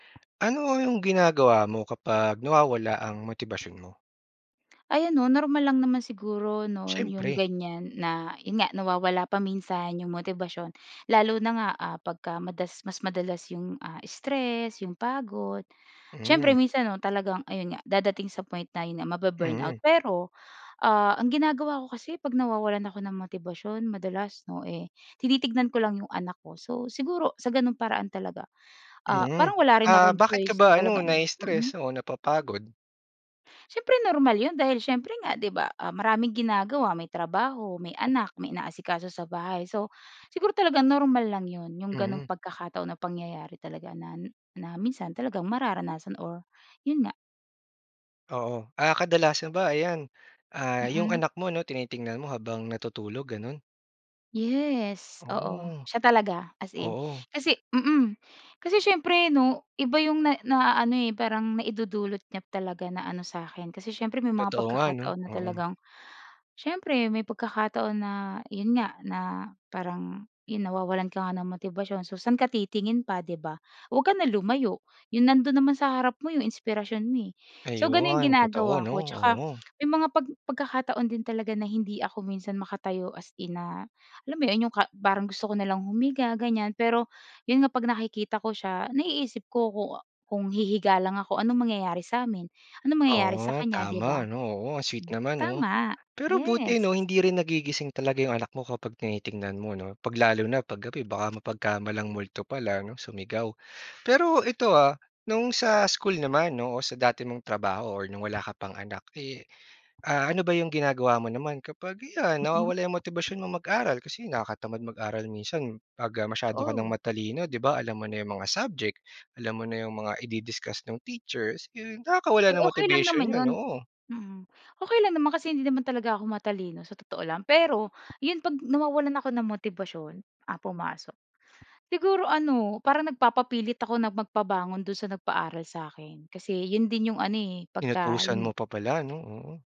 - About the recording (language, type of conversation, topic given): Filipino, podcast, Ano ang ginagawa mo kapag nawawala ang motibasyon mo?
- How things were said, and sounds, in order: none